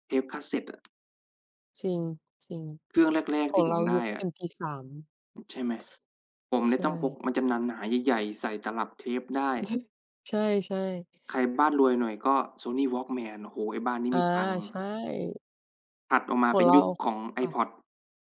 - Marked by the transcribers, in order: tapping; other background noise; chuckle
- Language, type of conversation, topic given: Thai, unstructured, คุณชอบทำกิจกรรมอะไรในเวลาว่างช่วงสุดสัปดาห์?